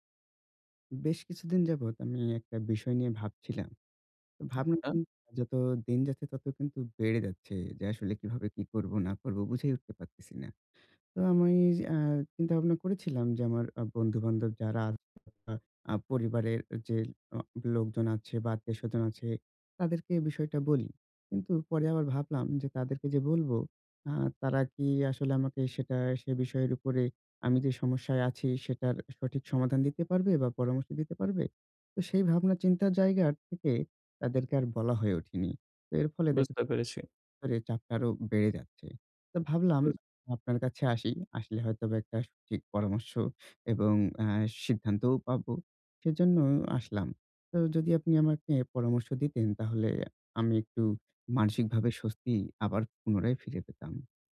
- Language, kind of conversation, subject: Bengali, advice, ভ্রমণের জন্য বাস্তবসম্মত বাজেট কীভাবে তৈরি ও খরচ পরিচালনা করবেন?
- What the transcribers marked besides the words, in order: tapping; other background noise; other noise